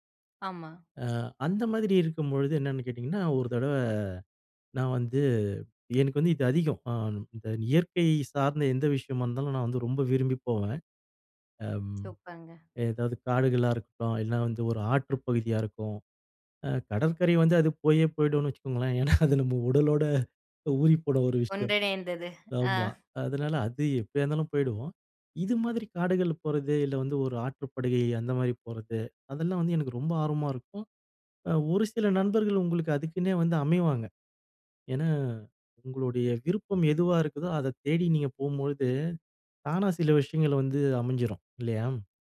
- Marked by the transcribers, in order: other noise; other background noise; laughing while speaking: "ஏன்னா, அது நம் உடலோட ஊறிப்போன ஒரு விஷயம். ஆமா"; tapping
- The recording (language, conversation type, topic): Tamil, podcast, காட்டில் உங்களுக்கு ஏற்பட்ட எந்த அனுபவம் உங்களை மனதார ஆழமாக உலுக்கியது?